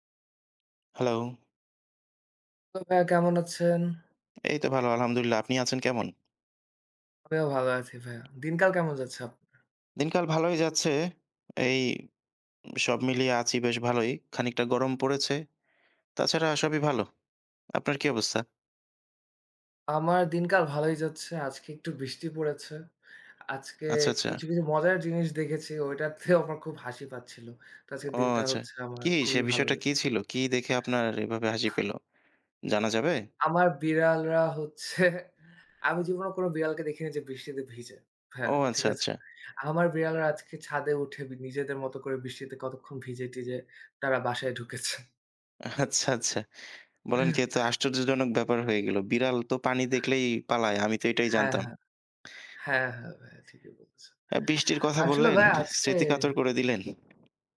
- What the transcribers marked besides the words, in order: tapping; laughing while speaking: "ওইটাতেও"; other noise; laughing while speaking: "হচ্ছে"; laughing while speaking: "ঢুকেছে"; chuckle
- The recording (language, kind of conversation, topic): Bengali, unstructured, খাবার নিয়ে আপনার সবচেয়ে মজার স্মৃতিটি কী?